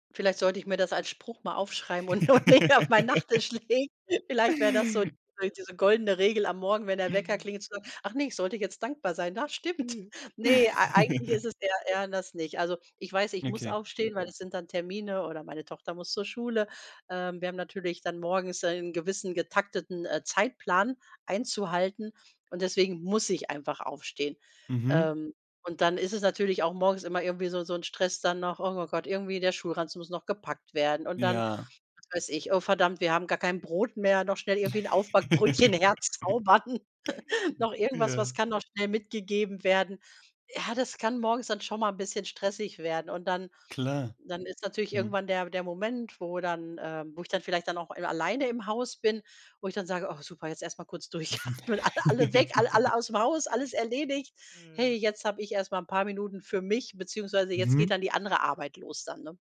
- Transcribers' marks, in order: laugh; laughing while speaking: "näher auf mein Nachtisch legen"; chuckle; chuckle; laughing while speaking: "herzaubern"; laughing while speaking: "durchatmen, alle alle weg"; chuckle
- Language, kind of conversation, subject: German, podcast, Was machst du, wenn du plötzlich sehr gestresst bist?